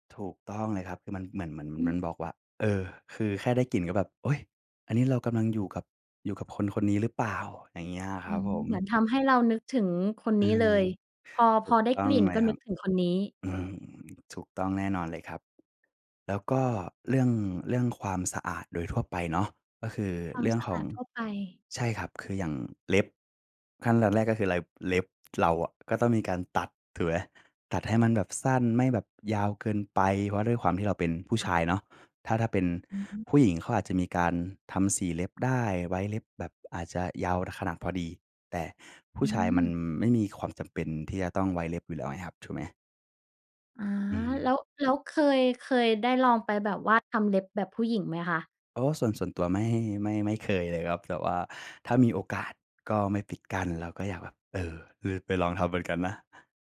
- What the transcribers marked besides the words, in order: tapping
- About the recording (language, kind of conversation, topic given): Thai, podcast, การแต่งตัวส่งผลต่อความมั่นใจของคุณมากแค่ไหน?